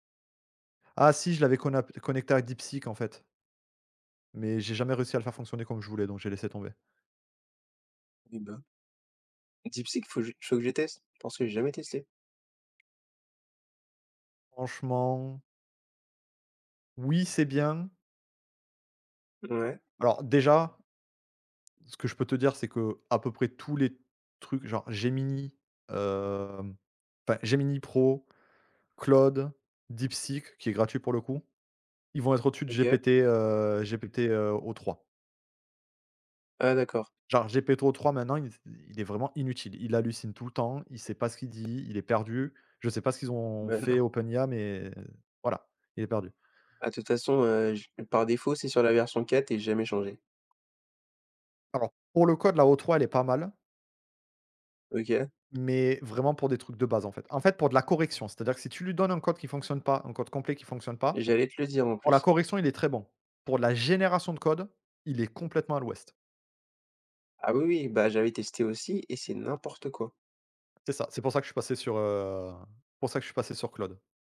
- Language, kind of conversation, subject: French, unstructured, Comment la technologie change-t-elle notre façon d’apprendre aujourd’hui ?
- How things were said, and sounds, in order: tapping; laughing while speaking: "Mais non ?"; stressed: "génération"